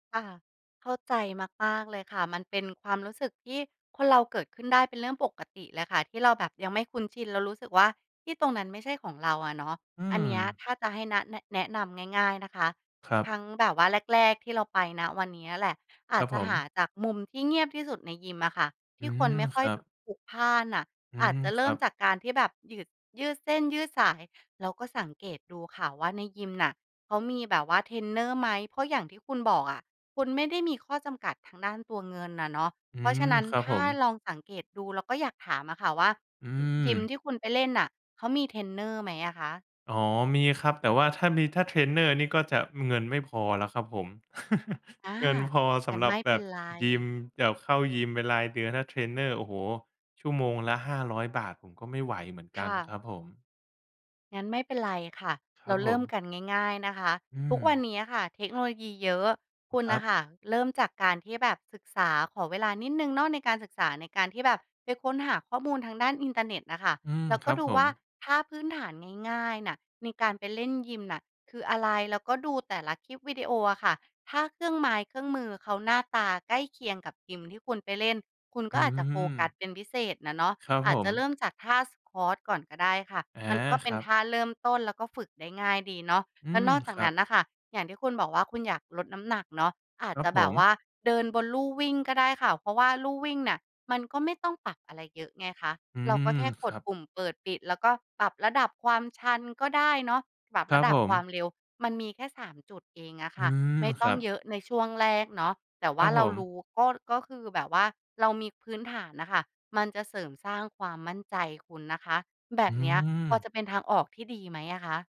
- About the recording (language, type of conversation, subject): Thai, advice, ฉันควรทำอย่างไรถ้ารู้สึกไม่มั่นใจที่จะไปยิมเพราะกังวลว่าคนจะมองหรือไม่รู้วิธีใช้อุปกรณ์?
- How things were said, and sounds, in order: chuckle